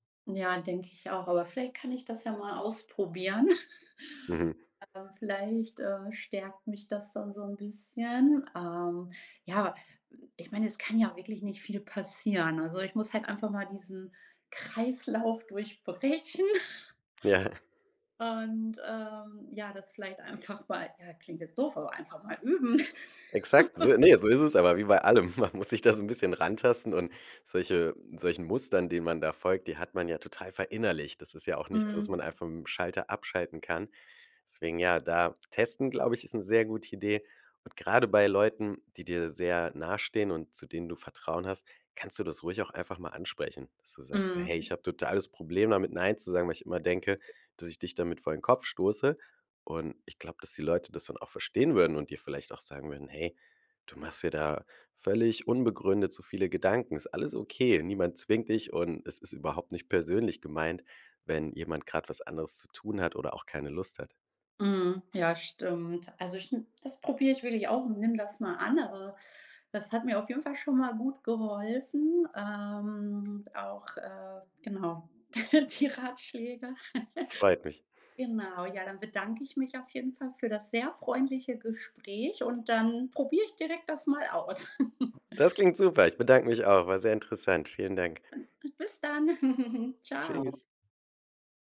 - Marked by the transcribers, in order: chuckle; laughing while speaking: "durchbrechen"; laughing while speaking: "Ja"; laughing while speaking: "einfach"; laugh; laughing while speaking: "Man muss sich"; other background noise; drawn out: "Ähm"; laugh; laughing while speaking: "die Ratschläge"; chuckle; giggle; other noise; giggle
- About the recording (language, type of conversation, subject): German, advice, Wie kann ich Nein sagen, ohne Schuldgefühle zu haben?